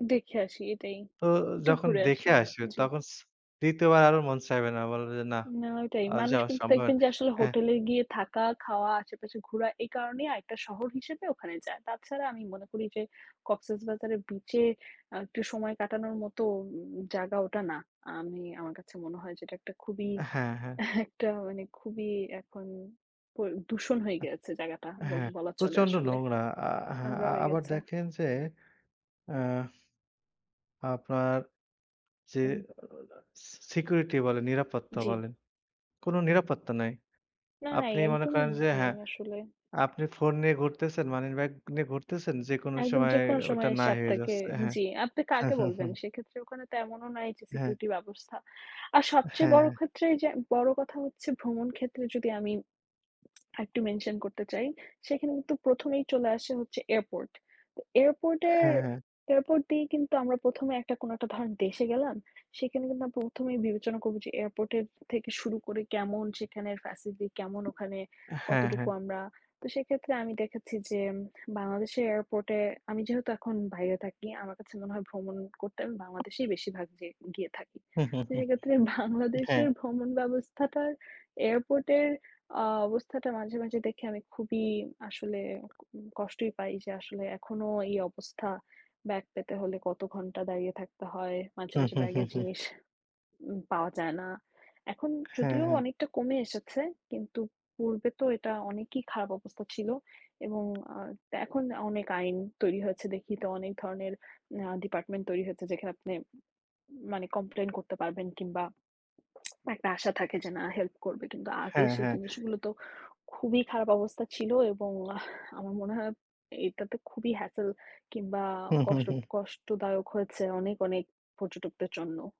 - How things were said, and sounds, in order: laughing while speaking: "একটা"; horn; "মানিব্যাগ" said as "মানিরব্যাগ"; chuckle; tapping; in English: "mention"; in English: "ফ্যাসিলি"; "facility" said as "ফ্যাসিলি"; chuckle; laughing while speaking: "বাংলাদেশের"; in English: "complain"; tsk; in English: "hassel"
- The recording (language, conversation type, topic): Bengali, unstructured, আপনার মতে কোন দেশের ভ্রমণ ব্যবস্থা সবচেয়ে খারাপ?